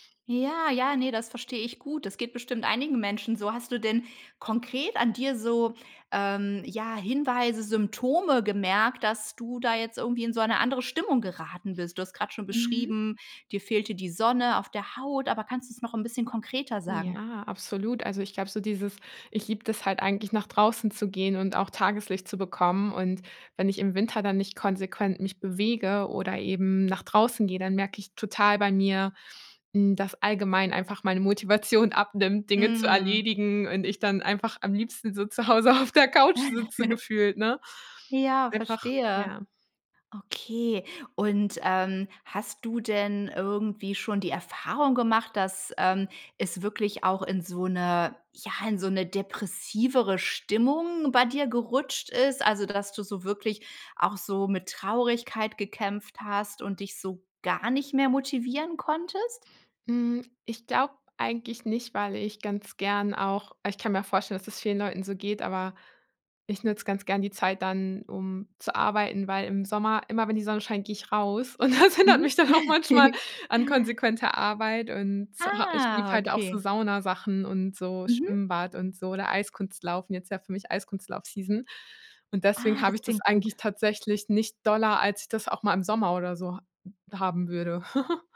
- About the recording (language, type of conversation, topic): German, podcast, Wie gehst du mit saisonalen Stimmungen um?
- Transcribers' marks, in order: chuckle; joyful: "auf der Couch sitze gefühlt"; laughing while speaking: "und das hindert mich dann auch manchmal"; chuckle; drawn out: "Ah"; chuckle